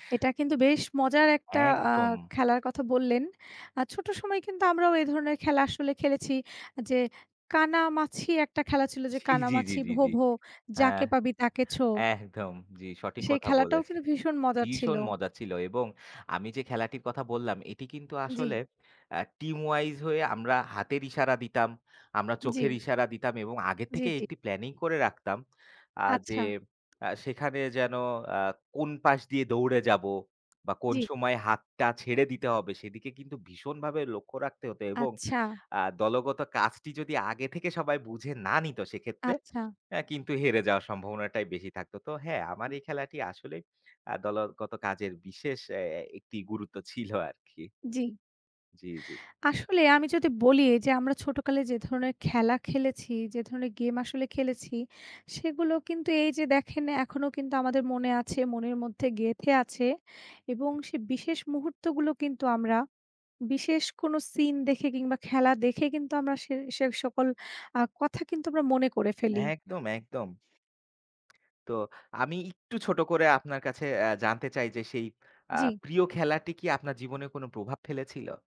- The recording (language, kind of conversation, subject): Bengali, unstructured, আপনার কি কোনো প্রিয় খেলার মুহূর্ত মনে আছে?
- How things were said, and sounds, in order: tapping